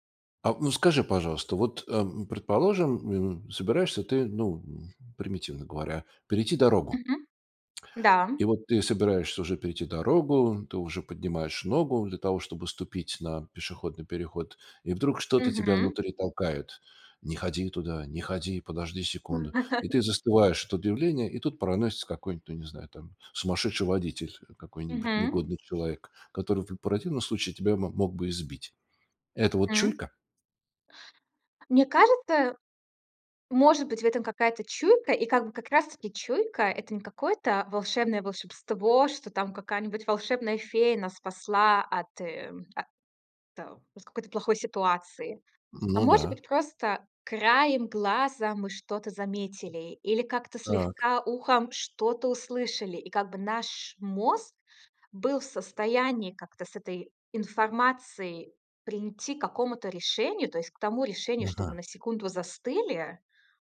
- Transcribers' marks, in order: put-on voice: "Не ходи туда, не ходи, подожди секунду"; laugh; "прийти" said as "принти"
- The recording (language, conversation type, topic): Russian, podcast, Как развить интуицию в повседневной жизни?